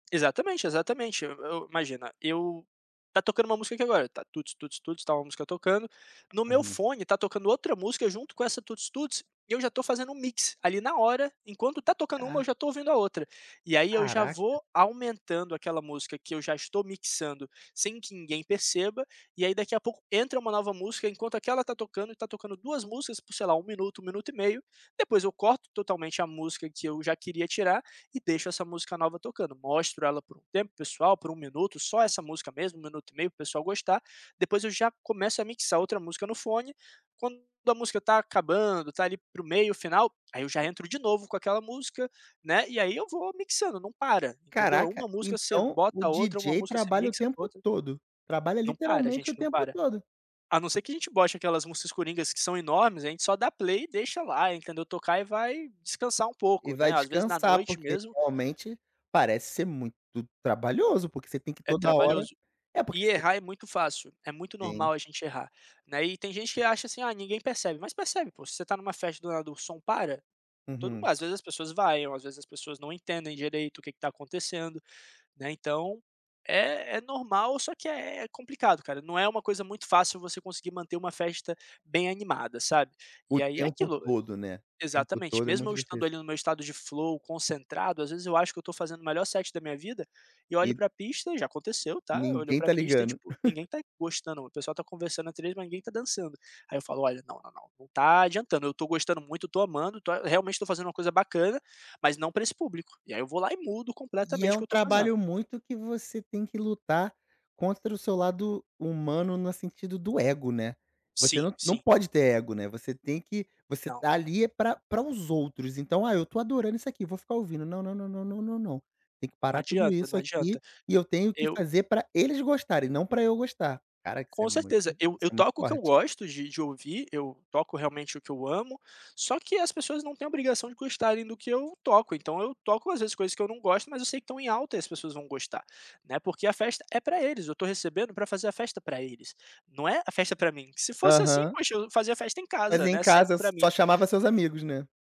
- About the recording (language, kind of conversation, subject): Portuguese, podcast, Como você percebe que entrou em estado de fluxo enquanto pratica um hobby?
- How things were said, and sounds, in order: tapping; in English: "play"; in English: "flow"; in English: "set"; laugh